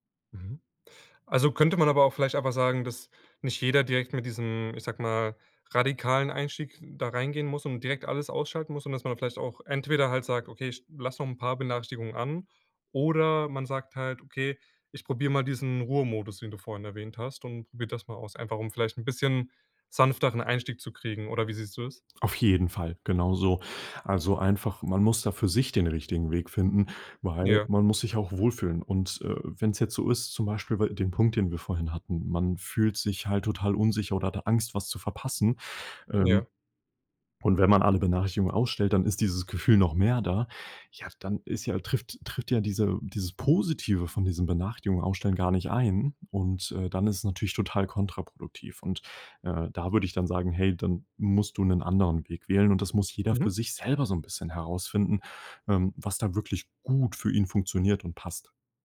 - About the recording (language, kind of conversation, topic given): German, podcast, Wie gehst du mit ständigen Benachrichtigungen um?
- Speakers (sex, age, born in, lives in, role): male, 20-24, Germany, Germany, guest; male, 20-24, Germany, Germany, host
- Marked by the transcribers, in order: stressed: "gut"